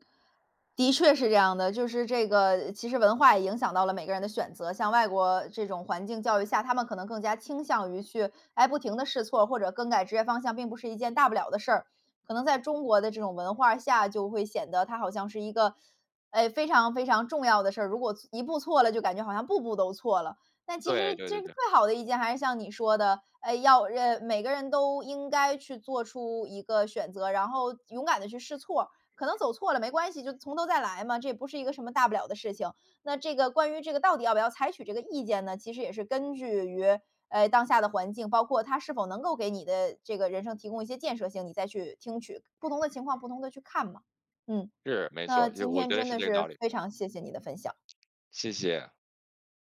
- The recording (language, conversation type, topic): Chinese, podcast, 在选择工作时，家人的意见有多重要？
- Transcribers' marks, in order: tapping